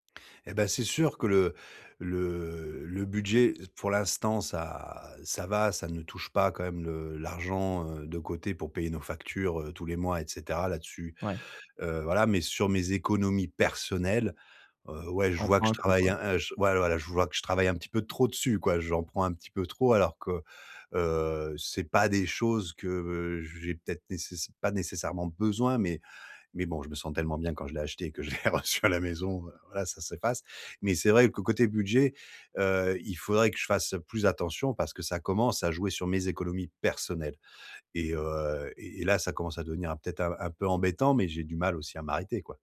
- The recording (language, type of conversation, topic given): French, advice, Comment arrêter de dépenser de façon impulsive quand je suis stressé ?
- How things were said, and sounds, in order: stressed: "personnelles"; laughing while speaking: "je l'ai reçu à la maison"; stressed: "personnelles"